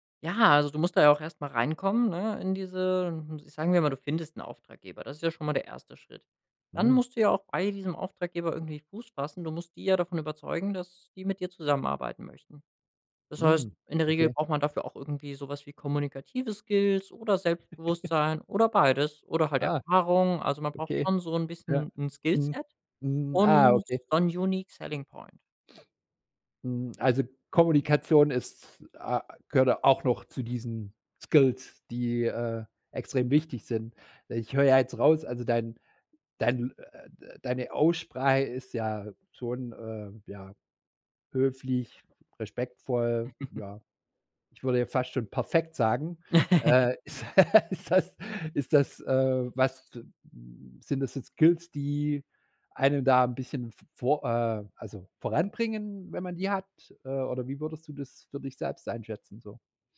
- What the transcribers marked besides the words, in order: giggle; in English: "One unique selling Point"; chuckle; laughing while speaking: "ist ist das"; chuckle
- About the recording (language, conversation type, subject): German, podcast, Welche Fähigkeiten haben dir beim Wechsel geholfen?